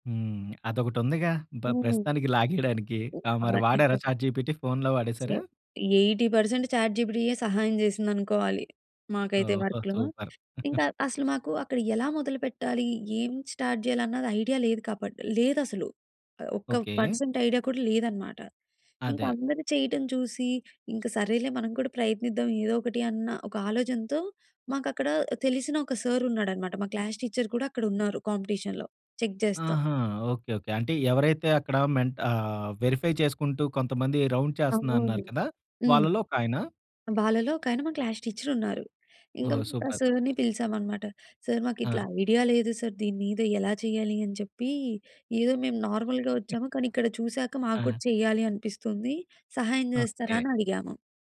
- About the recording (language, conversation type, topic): Telugu, podcast, స్వీయాభివృద్ధిలో మార్గదర్శకుడు లేదా గురువు పాత్ర మీకు ఎంత ముఖ్యంగా అనిపిస్తుంది?
- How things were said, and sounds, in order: unintelligible speech; other background noise; in English: "సో, ఎయిటీ పర్సెంట్ చాట్ జిపిటియె"; in English: "చాట్‌జిపిటి"; in English: "వర్క్‌లో"; other noise; in English: "సూపర్"; chuckle; in English: "స్టార్ట్"; in English: "పర్సెంట్"; in English: "క్లాస్ టీచర్"; in English: "కాంపిటీషన్‌లో. చెక్"; in English: "వెరిఫై"; in English: "రౌండ్"; in English: "క్లాస్ టీచర్"; in English: "సూపర్"; in English: "నార్మల్‌గా"; chuckle